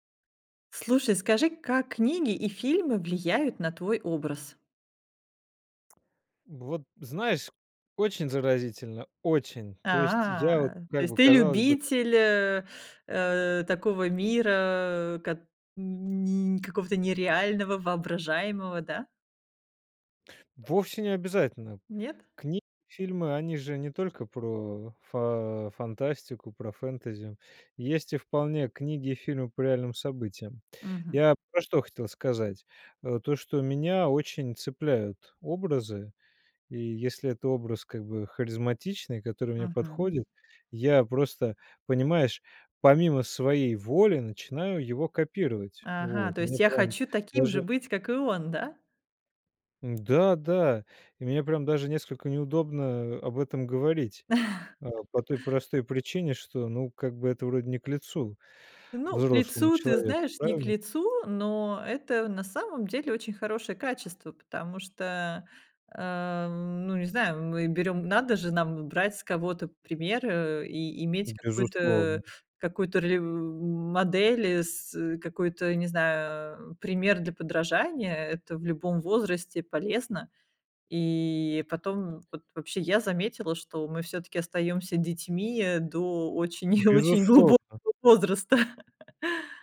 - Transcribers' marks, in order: tsk; chuckle; laughing while speaking: "и очень глубокого возраста"; chuckle
- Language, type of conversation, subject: Russian, podcast, Как книги и фильмы влияют на твой образ?